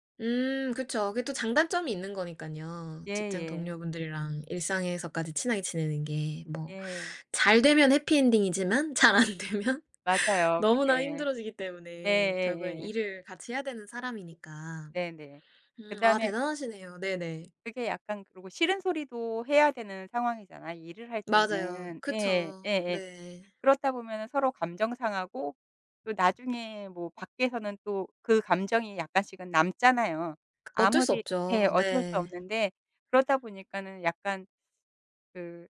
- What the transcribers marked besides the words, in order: laughing while speaking: "잘 안 되면"; tapping; other background noise
- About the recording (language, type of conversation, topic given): Korean, podcast, 일과 삶의 균형을 어떻게 지키고 계신가요?